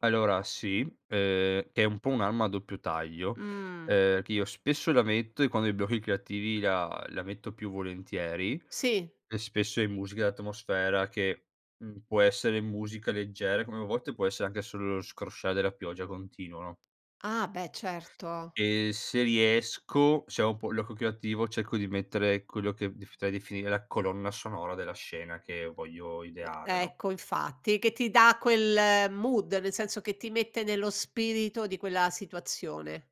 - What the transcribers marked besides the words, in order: tapping; "l'occhio" said as "oco"; other background noise; in English: "mood"
- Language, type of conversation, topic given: Italian, podcast, Cosa fai quando ti senti bloccato creativamente?